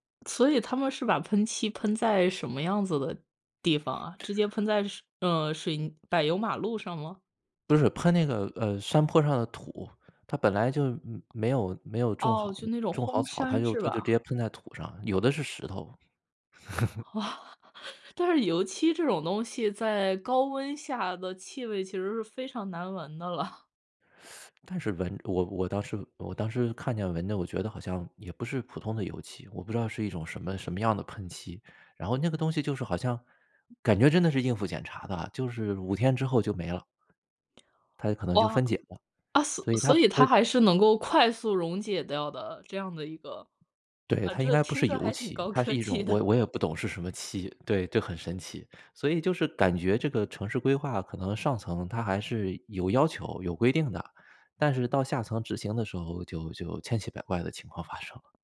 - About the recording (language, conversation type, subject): Chinese, podcast, 你怎么看待城市里的绿地越来越少这件事？
- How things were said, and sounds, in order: other background noise; chuckle; laughing while speaking: "的了"; teeth sucking; laughing while speaking: "高科技的"